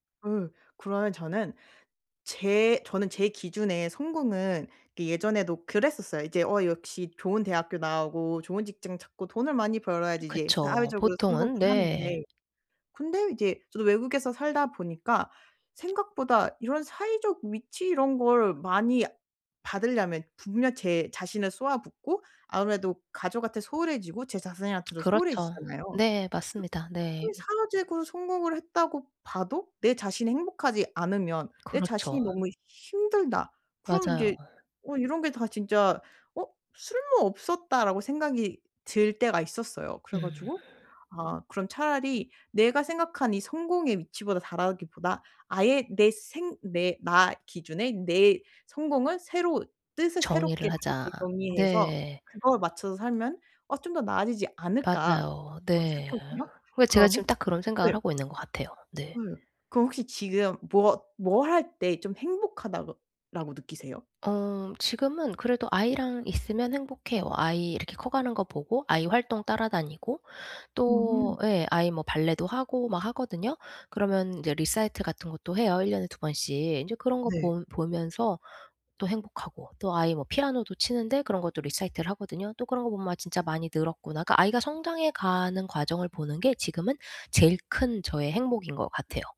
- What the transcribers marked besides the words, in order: tapping; other background noise; other noise
- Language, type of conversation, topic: Korean, advice, 내 삶에 맞게 성공의 기준을 어떻게 재정의할 수 있을까요?